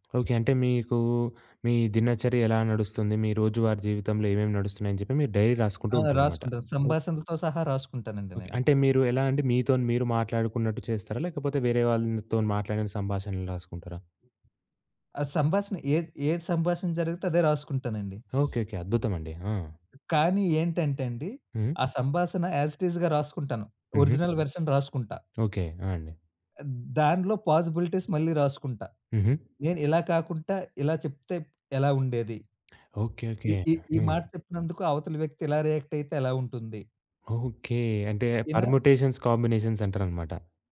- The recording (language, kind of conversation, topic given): Telugu, podcast, సృజనకు స్ఫూర్తి సాధారణంగా ఎక్కడ నుంచి వస్తుంది?
- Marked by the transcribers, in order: in English: "డైరీ"; other background noise; tapping; in English: "యాజ్ ఇట్ ఇజ్‌గా"; in English: "ఒరిజినల్ వర్షన్"; in English: "పాసిబిలిటీస్"; in English: "పర్ముటేషన్స్, కాంబినేషన్స్"